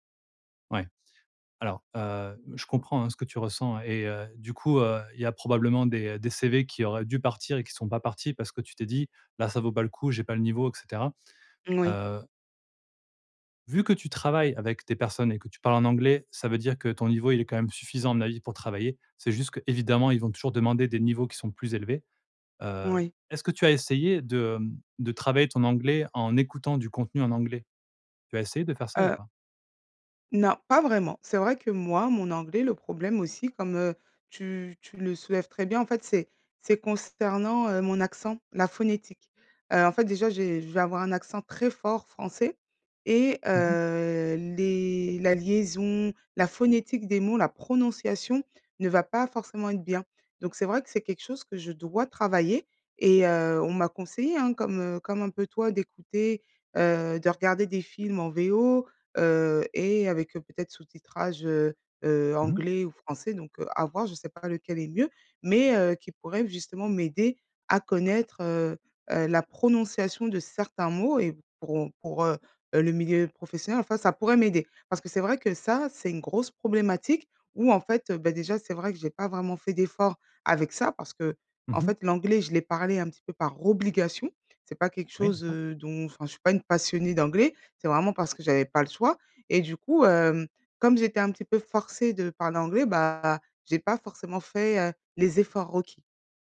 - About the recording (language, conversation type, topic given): French, advice, Comment puis-je surmonter ma peur du rejet et me décider à postuler à un emploi ?
- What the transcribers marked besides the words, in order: other background noise; drawn out: "heu"; stressed: "obligation"